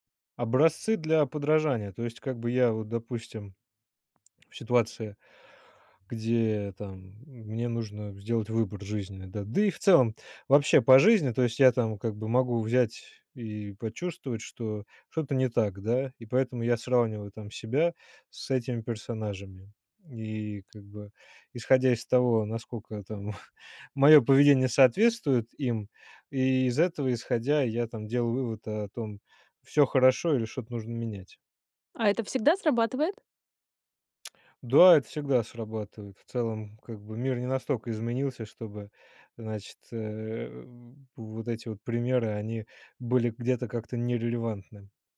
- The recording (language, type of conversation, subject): Russian, podcast, Как книги влияют на наше восприятие жизни?
- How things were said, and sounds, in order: tapping; chuckle; lip smack